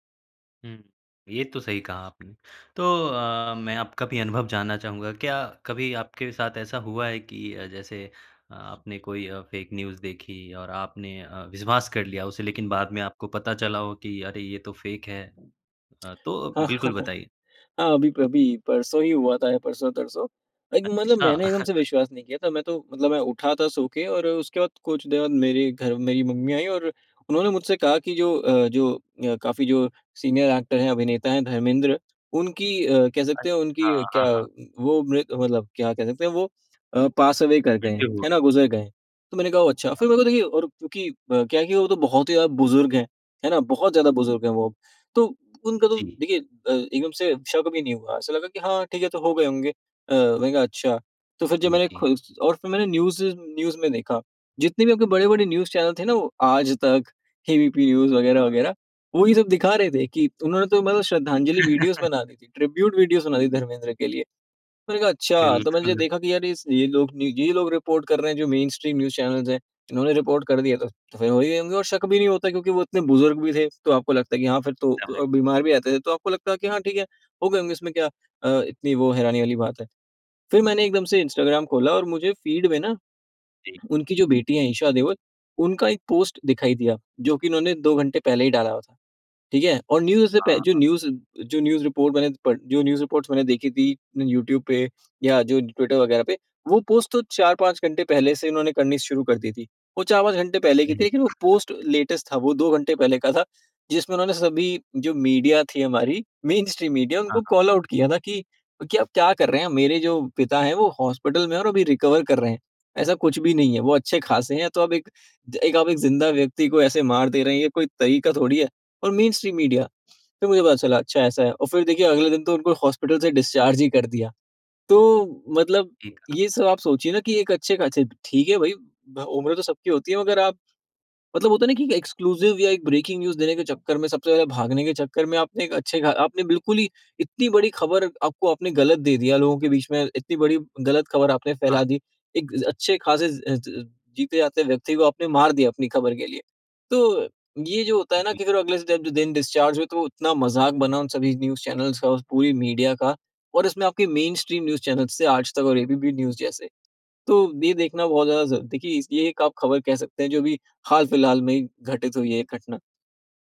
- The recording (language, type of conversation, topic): Hindi, podcast, इंटरनेट पर फेक न्यूज़ से निपटने के तरीके
- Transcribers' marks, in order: in English: "फैक न्यूज"; other background noise; tongue click; chuckle; in English: "फैक"; "अभी-अभी" said as "प्रभि"; in English: "लाइक"; chuckle; in English: "सीनियर एक्टर"; in English: "पास अवे"; in English: "न्यूज़ न्यूज़"; in English: "न्यूज़ चैनल"; in English: "वीडियोज़"; in English: "ट्रिब्यूट वीडियोस"; chuckle; in English: "रिपोर्ट"; in English: "मेनस्ट्रीम न्यूज़ चैनल्स"; in English: "रिपोर्ट"; unintelligible speech; in English: "फ़ीड"; in English: "पोस्ट"; in English: "न्यूज़"; in English: "न्यूज"; in English: "न्यूज रिपोर्ट"; in English: "न्यूज़ रिपोर्ट्स"; in English: "लेटेस्ट"; in English: "मीडिया"; in English: "मेनस्ट्रीम मीडिया"; in English: "कॉल आउट"; in English: "हॉस्पिटल"; in English: "रिकवर"; in English: "मेनस्ट्रीम मीडिया"; in English: "हॉस्पिटल"; in English: "डिस्चार्ज"; in English: "एक्सक्लूसिव"; in English: "ब्रेकिंग न्यूज़"; in English: "डिस्चार्ज"; in English: "न्यूज़ चैनल्स"; in English: "मीडिया"; in English: "मेनस्ट्रीम न्यूज़ चैनल्स"